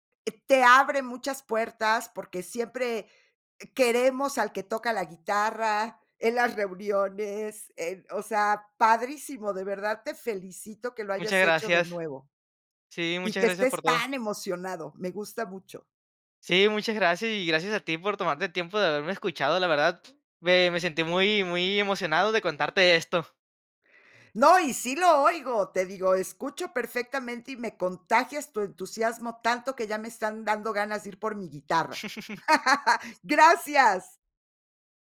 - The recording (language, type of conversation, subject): Spanish, podcast, ¿Cómo fue retomar un pasatiempo que habías dejado?
- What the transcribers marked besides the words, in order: chuckle; laugh